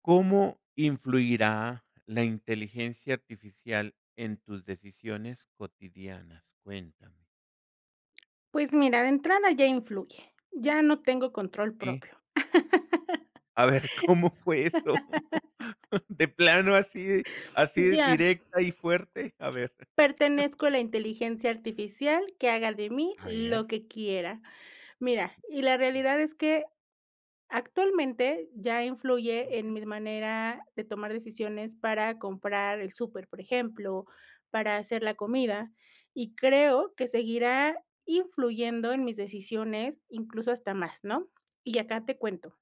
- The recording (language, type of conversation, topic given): Spanish, podcast, ¿Cómo influirá la inteligencia artificial en tus decisiones cotidianas?
- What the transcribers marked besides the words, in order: laugh; laughing while speaking: "¿cómo fue eso? De plano así así directa y fuerte, a ver"; laugh; other noise